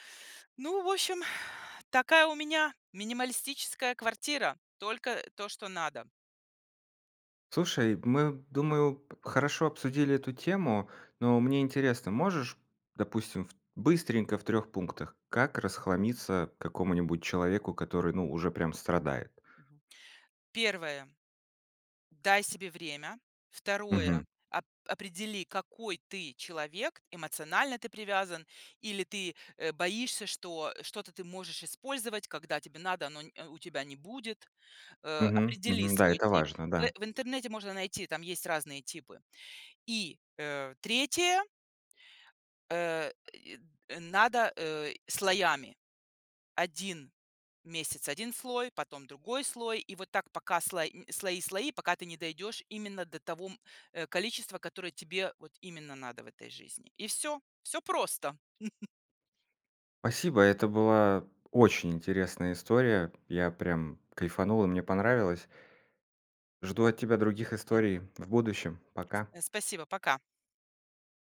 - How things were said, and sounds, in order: chuckle; tapping
- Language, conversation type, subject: Russian, podcast, Как вы организуете пространство в маленькой квартире?